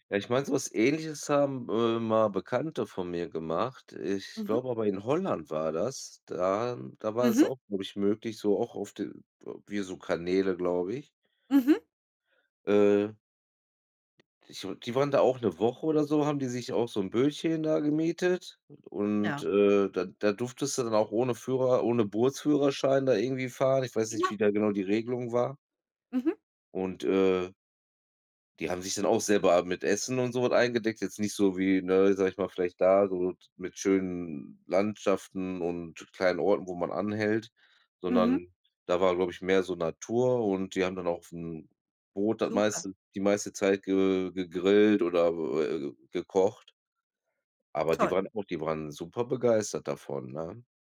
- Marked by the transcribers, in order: other background noise
- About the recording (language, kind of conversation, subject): German, unstructured, Wohin reist du am liebsten und warum?